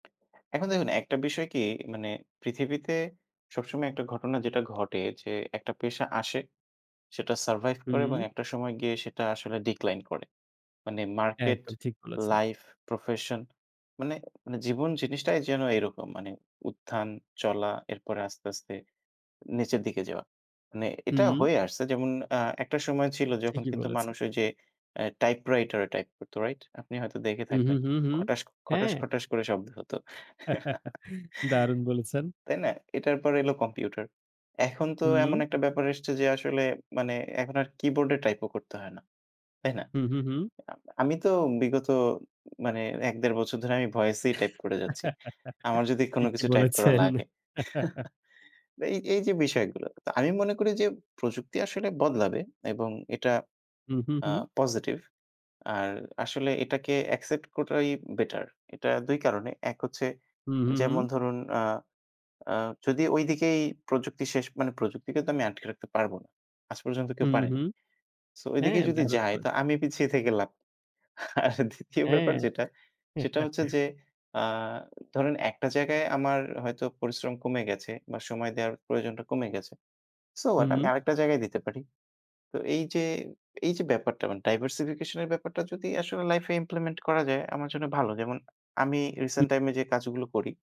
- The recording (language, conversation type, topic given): Bengali, unstructured, অটোমেশন কি সত্যিই মানুষের চাকরি কেড়ে নিচ্ছে?
- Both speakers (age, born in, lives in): 30-34, Bangladesh, Bangladesh; 55-59, Bangladesh, Bangladesh
- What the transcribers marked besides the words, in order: other background noise; in English: "ডিক্লাইন"; chuckle; chuckle; chuckle; laughing while speaking: "আর দ্বিতীয় ব্যাপার যেটা"; chuckle; in English: "ডাইভারসিফিকেশন"; in English: "ইমপ্লিমেন্ট"